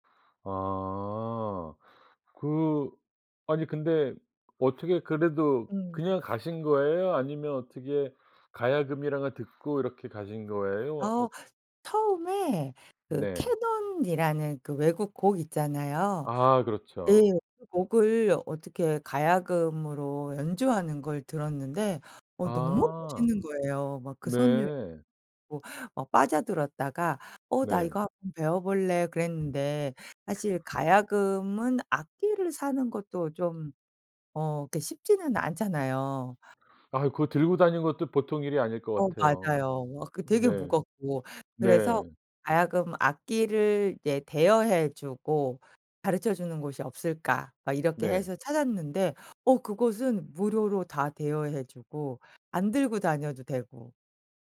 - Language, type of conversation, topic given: Korean, podcast, 요즘 푹 빠져 있는 취미가 무엇인가요?
- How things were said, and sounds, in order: other background noise; tapping